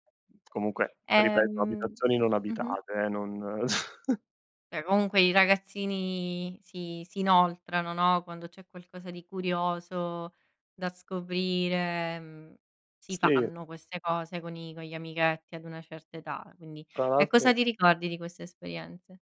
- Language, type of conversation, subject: Italian, podcast, C'è un luogo nella natura in cui torni sempre volentieri?
- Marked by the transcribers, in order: other background noise; tapping; chuckle